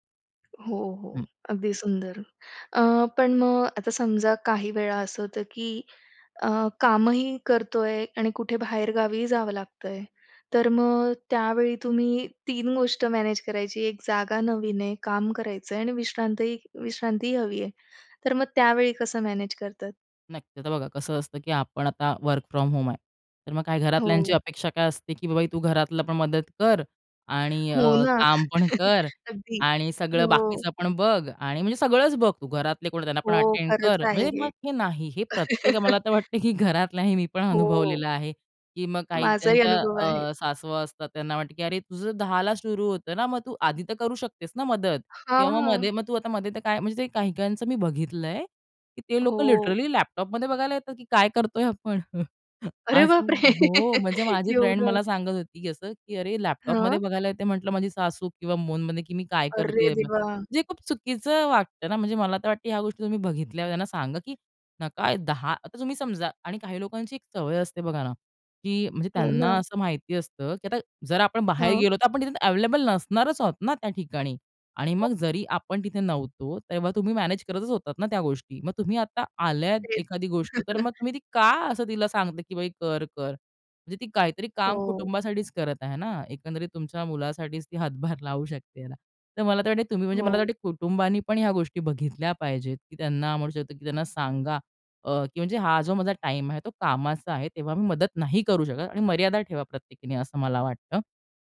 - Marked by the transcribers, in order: tapping; in English: "वर्क फ्रॉम होम"; other noise; chuckle; in English: "अटेंड"; chuckle; in English: "लिटरली"; laughing while speaking: "आपण"; in English: "फ्रेंड"; laughing while speaking: "बापरे!"; other background noise; chuckle
- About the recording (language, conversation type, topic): Marathi, podcast, काम आणि विश्रांतीसाठी घरात जागा कशी वेगळी करता?
- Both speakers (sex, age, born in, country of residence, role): female, 25-29, India, India, host; female, 30-34, India, India, guest